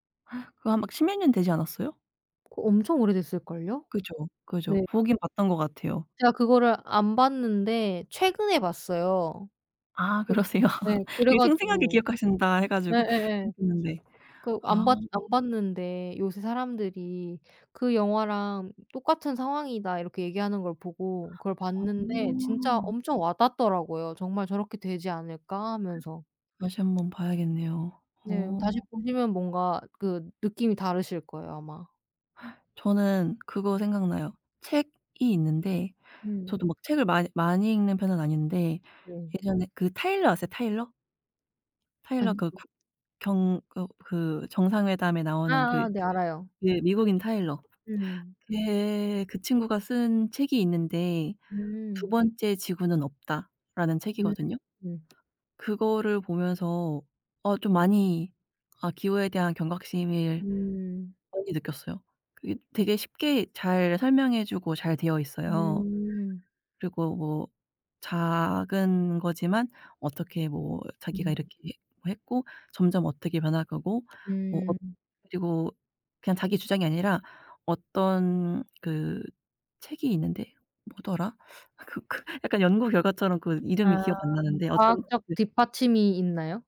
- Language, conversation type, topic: Korean, unstructured, 기후 변화는 우리 삶에 어떤 영향을 미칠까요?
- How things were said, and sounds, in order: gasp; other background noise; laughing while speaking: "그러세요"; unintelligible speech; tapping; unintelligible speech; background speech; "경각심을" said as "경각심일"; laughing while speaking: "그 그"